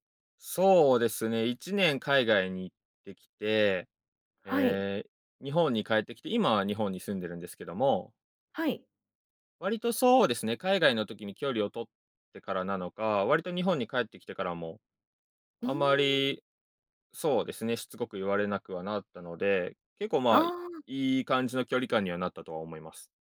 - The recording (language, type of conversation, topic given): Japanese, podcast, 親と距離を置いたほうがいいと感じたとき、どうしますか？
- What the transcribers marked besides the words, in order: none